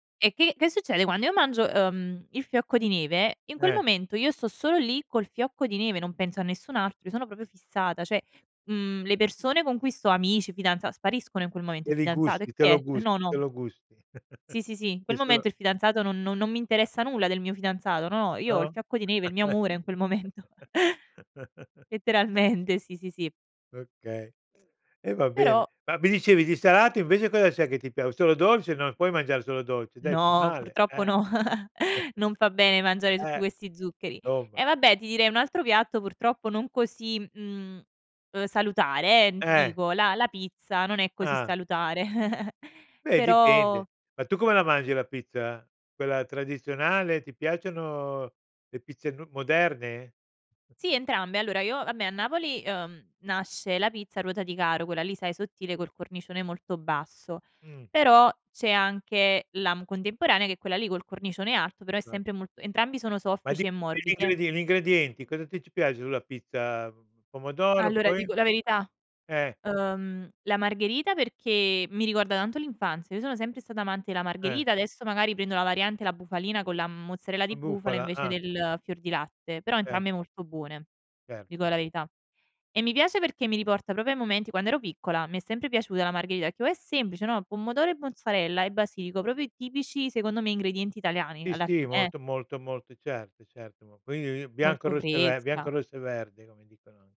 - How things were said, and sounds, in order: "proprio" said as "propio"; "cioè" said as "ceh"; chuckle; chuckle; laughing while speaking: "momento. Letteralmente"; chuckle; chuckle; chuckle; chuckle; "vabbè" said as "abbè"; unintelligible speech; "proprio" said as "propio"; "però" said as "peò"; "proprio" said as "propio"; "quindi" said as "quiui"
- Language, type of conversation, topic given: Italian, podcast, Qual è il piatto che ti consola sempre?